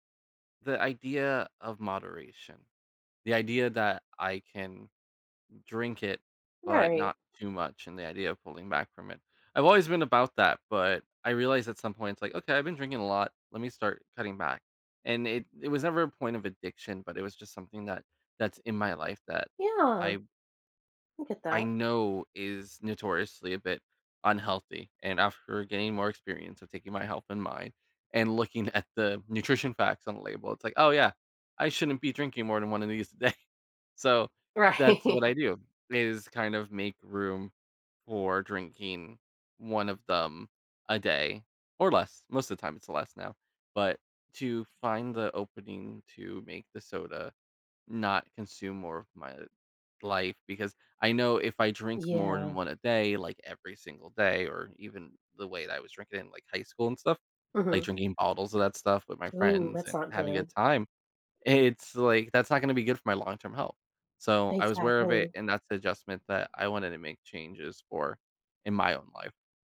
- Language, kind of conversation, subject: English, unstructured, How can I balance enjoying life now and planning for long-term health?
- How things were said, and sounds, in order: laughing while speaking: "at the"; laughing while speaking: "Right"; laughing while speaking: "day"; other background noise